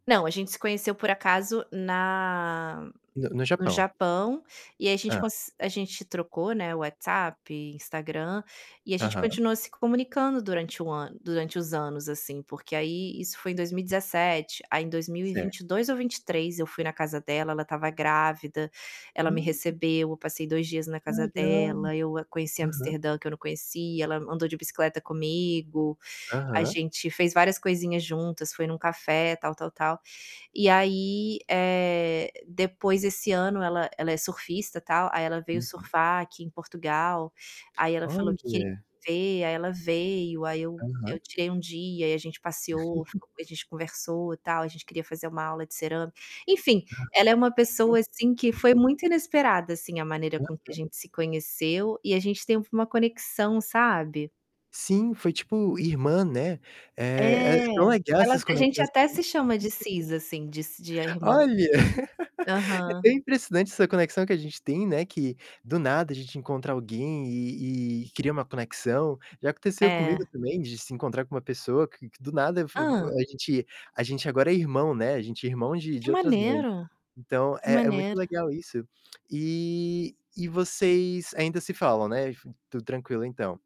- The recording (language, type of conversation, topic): Portuguese, podcast, Como foi aquele encontro inesperado que você nunca esqueceu?
- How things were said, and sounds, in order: tapping; static; distorted speech; laugh; unintelligible speech; laugh; other background noise